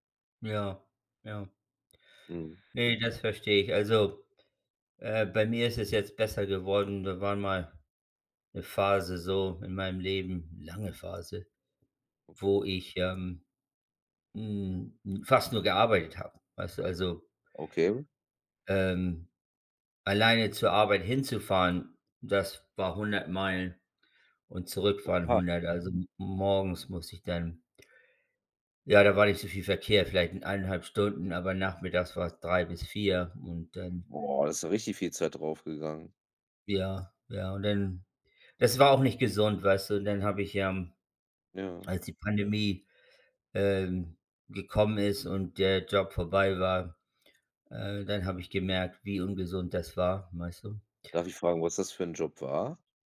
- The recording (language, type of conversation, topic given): German, unstructured, Wie findest du eine gute Balance zwischen Arbeit und Privatleben?
- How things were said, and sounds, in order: other background noise